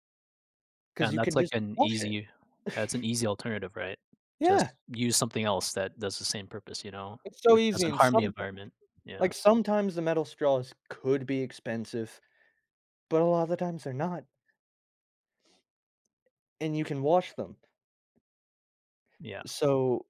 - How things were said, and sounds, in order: chuckle; tapping; other background noise
- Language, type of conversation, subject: English, unstructured, What are some effective ways we can reduce plastic pollution in our daily lives?
- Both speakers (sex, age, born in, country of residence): male, 30-34, United States, United States; male, 45-49, United States, United States